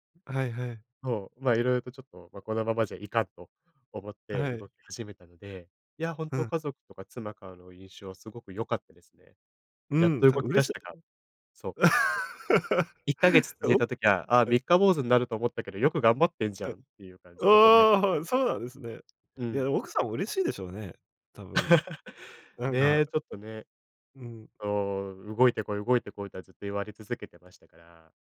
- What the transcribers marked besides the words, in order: laugh; other noise; laugh
- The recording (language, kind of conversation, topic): Japanese, podcast, それを始めてから、生活はどのように変わりましたか？